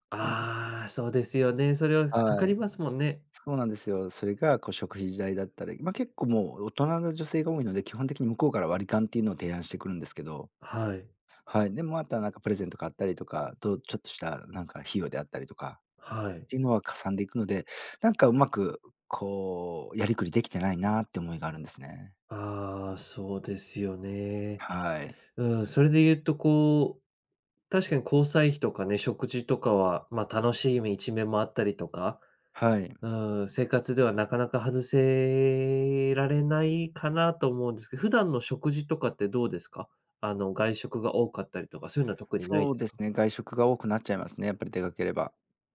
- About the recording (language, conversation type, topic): Japanese, advice, 貯金する習慣や予算を立てる習慣が身につかないのですが、どうすれば続けられますか？
- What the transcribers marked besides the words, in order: none